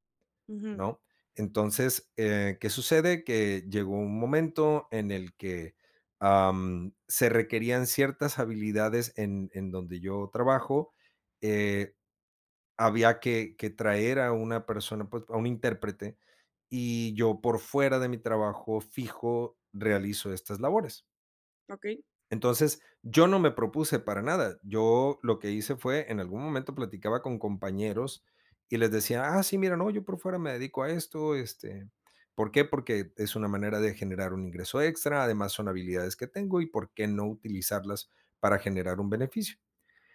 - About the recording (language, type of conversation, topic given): Spanish, podcast, ¿Por qué crees que la visibilidad es importante?
- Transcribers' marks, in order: none